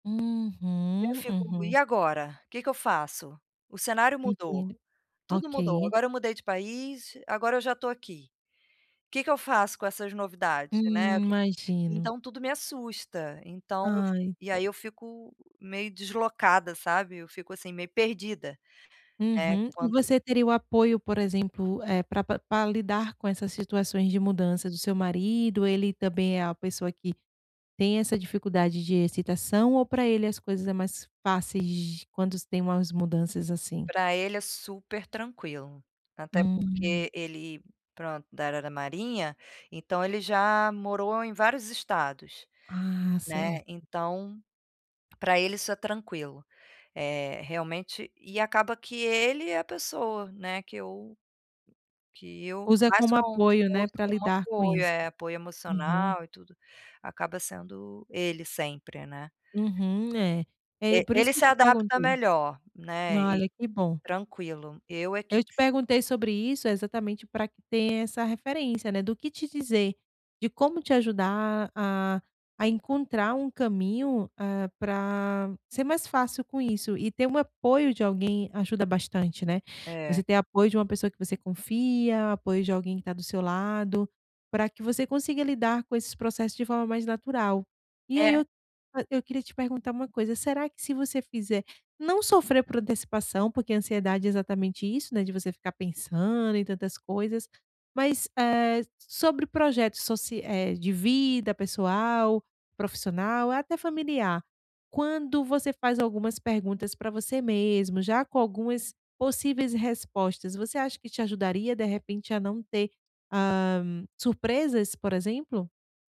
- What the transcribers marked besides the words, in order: tapping
- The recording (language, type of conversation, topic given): Portuguese, advice, Como posso me adaptar quando mudanças inesperadas me fazem perder algo importante?